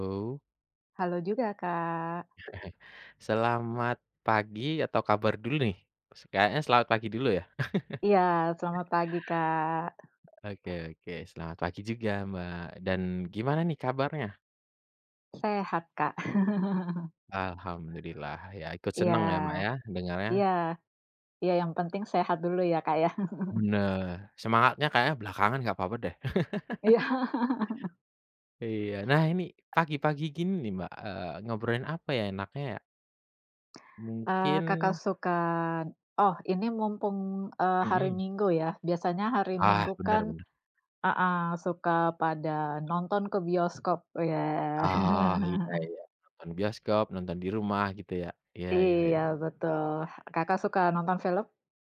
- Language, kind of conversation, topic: Indonesian, unstructured, Apa yang membuat cerita dalam sebuah film terasa kuat dan berkesan?
- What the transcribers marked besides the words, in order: other background noise; chuckle; chuckle; tapping; laugh; other animal sound; chuckle; laugh; laughing while speaking: "Iya"; laugh; chuckle